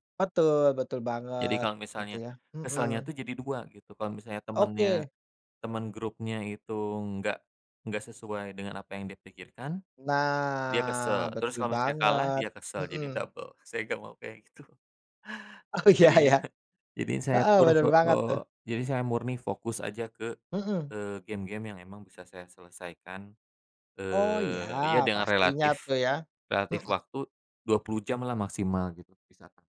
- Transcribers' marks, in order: drawn out: "Nah"; laughing while speaking: "Oh, iya iya"; laughing while speaking: "gitu"
- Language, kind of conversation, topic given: Indonesian, unstructured, Bagaimana hobimu membantumu melepas stres sehari-hari?